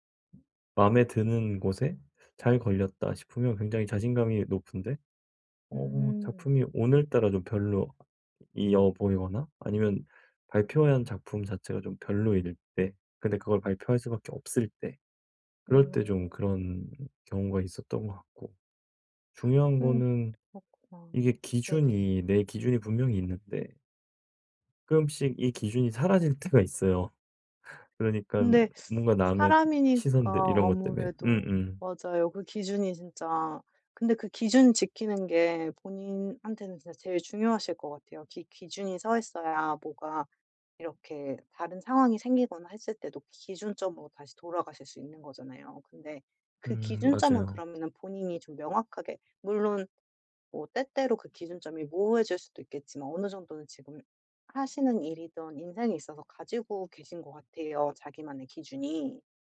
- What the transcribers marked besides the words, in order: other background noise; laughing while speaking: "때가"; tapping
- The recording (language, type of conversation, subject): Korean, advice, 다른 사람들이 나를 어떻게 볼지 너무 신경 쓰지 않으려면 어떻게 해야 하나요?
- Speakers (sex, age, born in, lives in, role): female, 35-39, United States, United States, advisor; male, 60-64, South Korea, South Korea, user